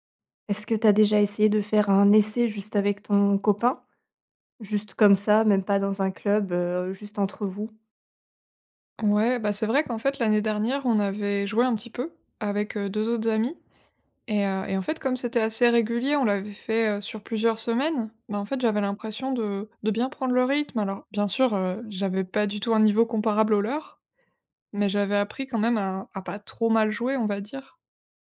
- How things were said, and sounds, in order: tapping
- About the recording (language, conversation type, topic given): French, advice, Comment surmonter ma peur d’échouer pour essayer un nouveau loisir ou un nouveau sport ?